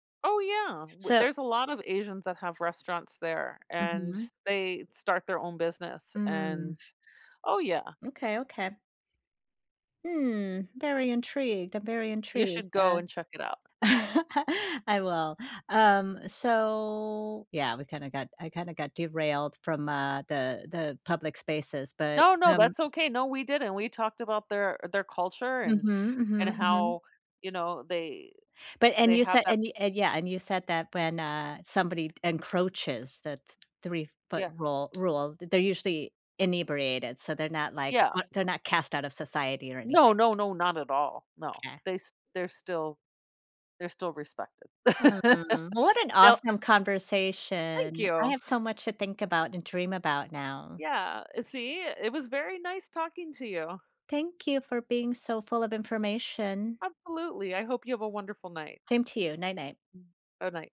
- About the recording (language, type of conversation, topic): English, unstructured, How do you handle unwritten rules in public spaces so everyone feels comfortable?
- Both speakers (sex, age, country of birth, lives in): female, 40-44, United States, United States; female, 55-59, Vietnam, United States
- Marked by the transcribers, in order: laugh; drawn out: "so"; tapping; laugh